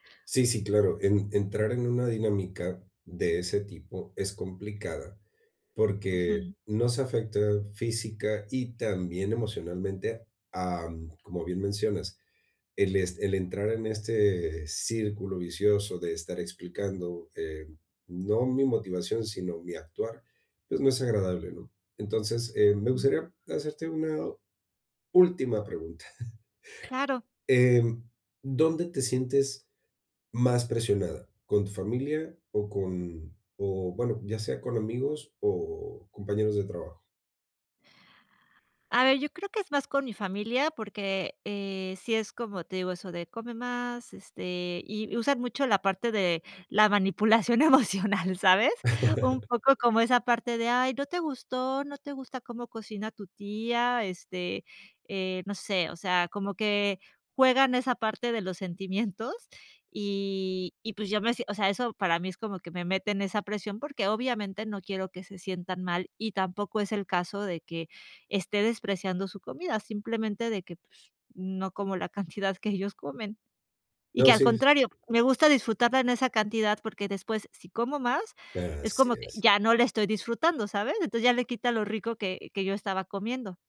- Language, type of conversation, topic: Spanish, advice, ¿Cómo puedo manejar la presión social para comer cuando salgo con otras personas?
- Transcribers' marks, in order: giggle; laughing while speaking: "manipulación emocional"; laugh